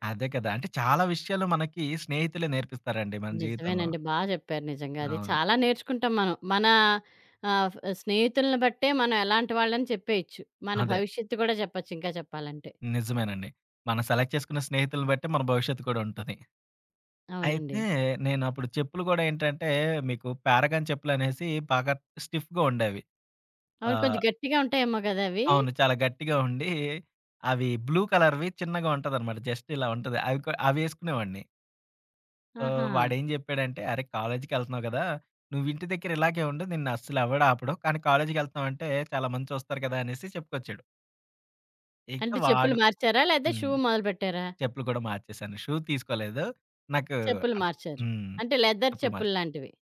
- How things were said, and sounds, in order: in English: "సెలెక్ట్"; tapping; in English: "స్టిఫ్‌గా"; other background noise; in English: "బ్లూ కలర్‌వి"; in English: "జస్ట్"; in English: "సో"; lip smack; in English: "షూ"; in English: "షూ"; in English: "లెదర్"
- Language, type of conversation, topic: Telugu, podcast, జీవితంలో వచ్చిన పెద్ద మార్పు నీ జీవనశైలి మీద ఎలా ప్రభావం చూపింది?